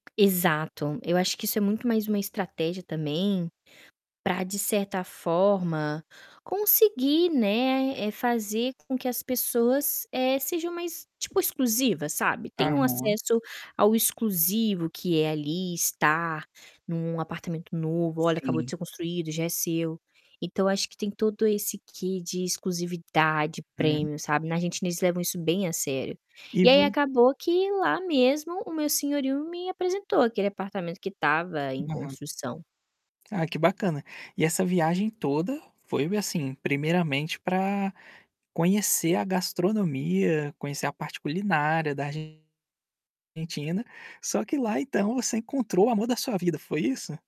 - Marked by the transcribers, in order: static; distorted speech; tapping
- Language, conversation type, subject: Portuguese, podcast, Qual foi o encontro mais surpreendente que você teve durante uma viagem?